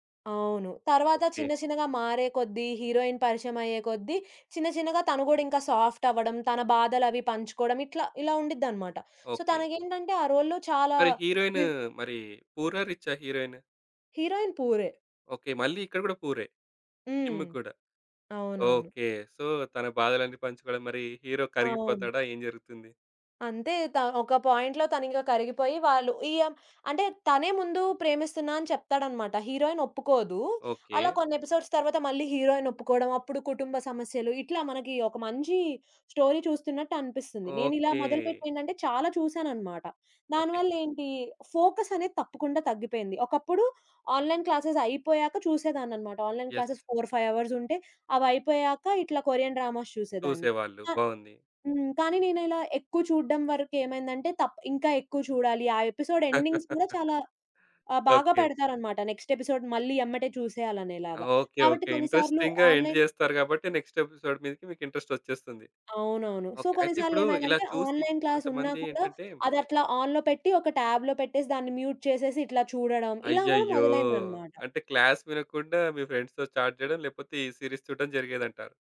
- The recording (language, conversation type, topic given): Telugu, podcast, మీరు ఎప్పుడు ఆన్‌లైన్ నుంచి విరామం తీసుకోవాల్సిందేనని అనుకుంటారు?
- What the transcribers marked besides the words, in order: in English: "సో"; in English: "రోల్‌లో"; in English: "సో"; in English: "పాయింట్‌లో"; in English: "ఎపిసోడ్స్"; in English: "స్టోరీ"; in English: "ఆన్‌లైన్ క్లాసెస్"; in English: "ఆన్‌లైన్ క్లాసెస్ ఫోర్ ఫైవ్"; in English: "యెస్"; in English: "కొరియన్ డ్రామాస్"; in English: "ఎపిసోడ్ ఎండింగ్స్"; other background noise; laugh; in English: "నెక్స్ట్ ఎపిసోడ్"; in English: "ఇంట్రెస్టింగ్‌గా ఎండ్"; in English: "ఆన్‌లైన్"; in English: "నెక్స్ట్ ఎపిసోడ్"; in English: "ఇంట్రెస్ట్"; in English: "సో"; in English: "ఆన్‌లైన్ క్లాస్"; in English: "ఆన్‌లో"; in English: "ట్యాబ్‌లో"; in English: "మ్యూట్"; in English: "క్లాస్"; in English: "చాట్"; in English: "సీరీస్"